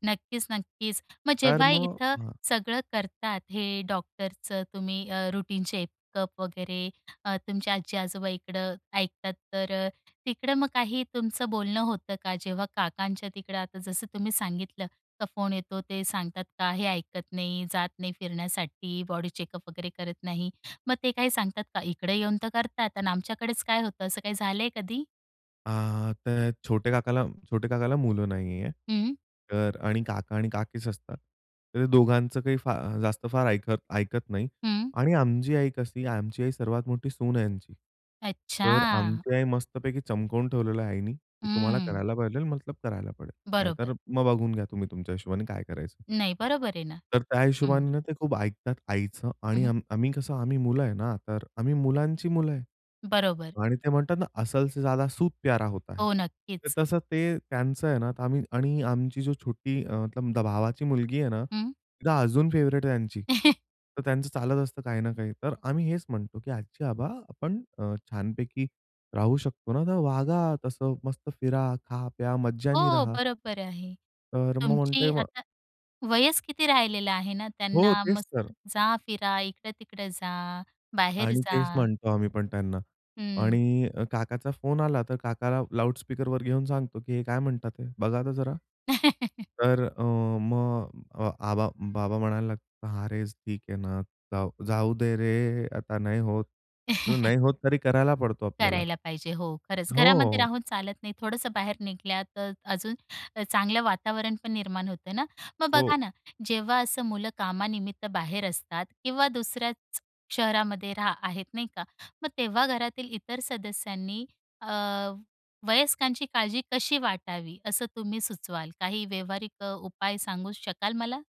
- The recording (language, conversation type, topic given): Marathi, podcast, वृद्ध पालकांची काळजी घेताना घरातील अपेक्षा कशा असतात?
- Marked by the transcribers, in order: tapping; in English: "रुटीन चेकअप"; in English: "चेकअप"; in Hindi: "असल से ज्यादा सूद प्यारा होता है"; in English: "फेव्हरेट"; chuckle; in English: "लाउडस्पीकरवर"; chuckle; other background noise; chuckle